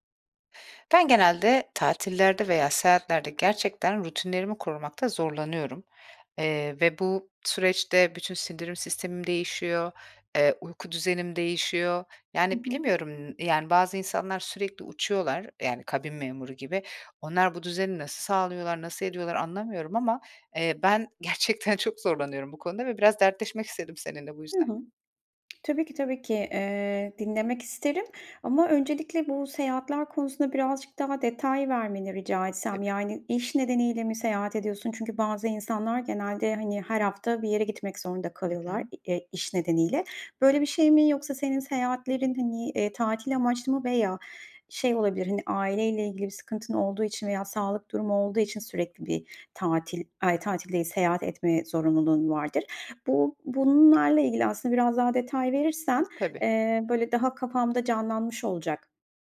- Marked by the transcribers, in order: other background noise
- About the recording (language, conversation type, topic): Turkish, advice, Tatillerde veya seyahatlerde rutinlerini korumakta neden zorlanıyorsun?